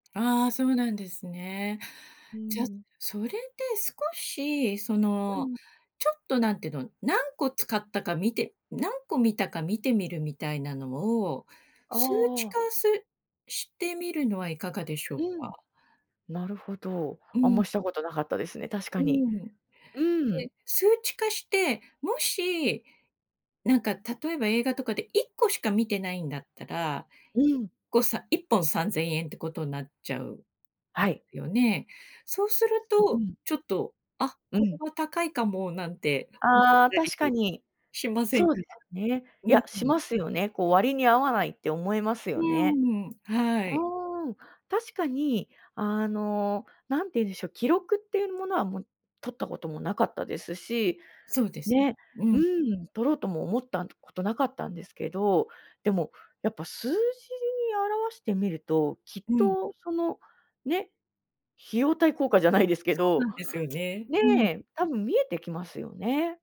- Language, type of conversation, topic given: Japanese, advice, 定期購読やサブスクリプションが多すぎて、どれを解約すべきか迷っていますか？
- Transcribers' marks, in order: other noise; laughing while speaking: "費用対効果じゃないですけど"